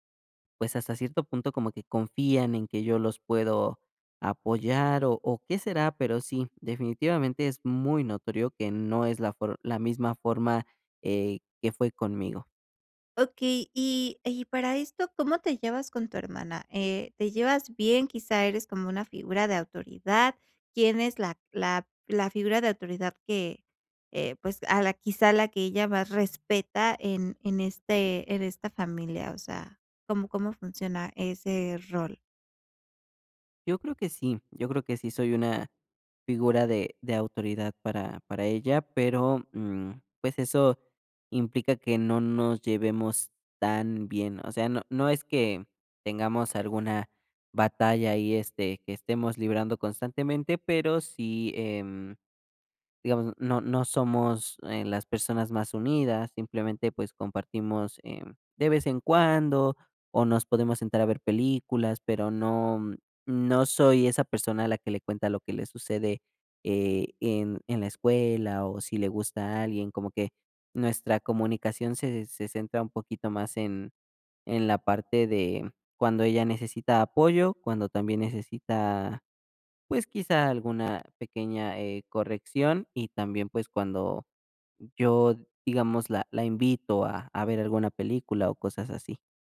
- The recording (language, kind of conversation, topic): Spanish, advice, ¿Cómo puedo comunicar mis decisiones de crianza a mi familia sin generar conflictos?
- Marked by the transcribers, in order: tapping